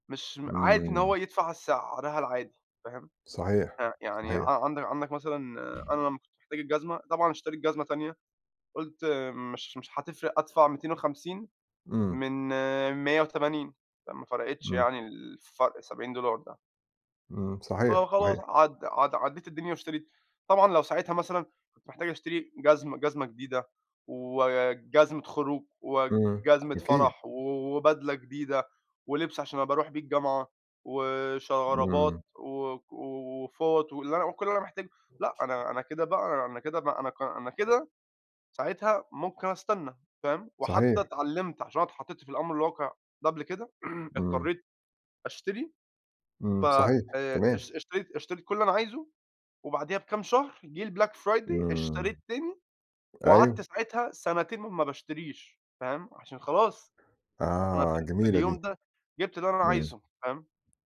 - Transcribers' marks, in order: other background noise; throat clearing; in English: "الBlack Friday"
- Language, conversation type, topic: Arabic, unstructured, إنت بتفضّل تشتري الحاجات بالسعر الكامل ولا تستنى التخفيضات؟